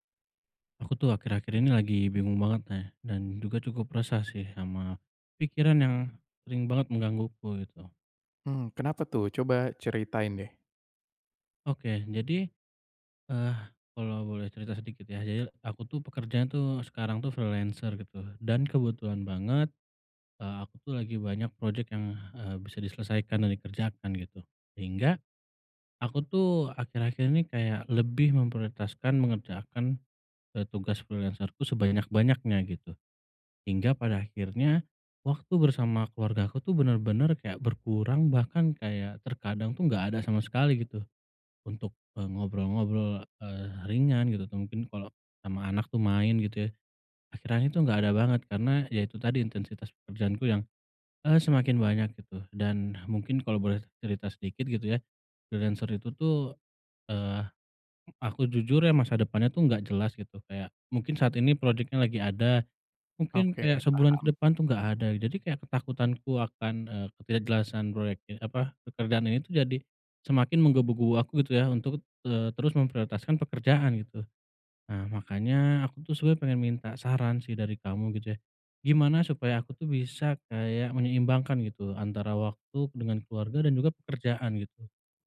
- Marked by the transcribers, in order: tapping; in English: "freelancer"; in English: "freelancer-ku"; in English: "Freelancer"
- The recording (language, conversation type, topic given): Indonesian, advice, Bagaimana cara memprioritaskan waktu keluarga dibanding tuntutan pekerjaan?